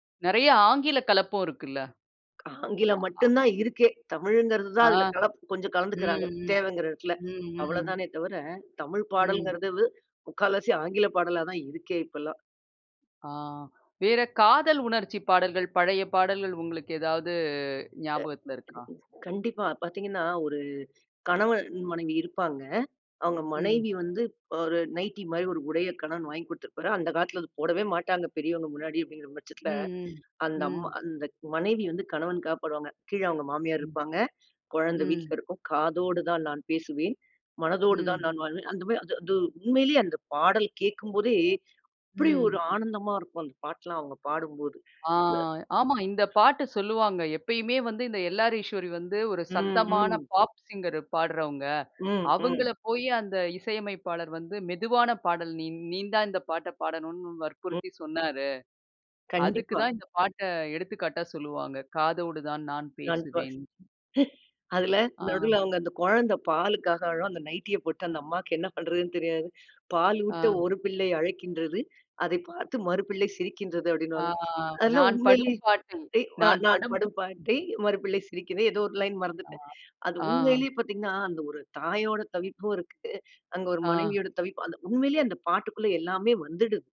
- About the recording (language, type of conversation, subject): Tamil, podcast, பழைய இசைக்கு மீண்டும் திரும்ப வேண்டும் என்ற விருப்பம்
- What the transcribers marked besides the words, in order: other noise; other background noise; in English: "பாப் சிங்கர்"; unintelligible speech; in English: "லைன்"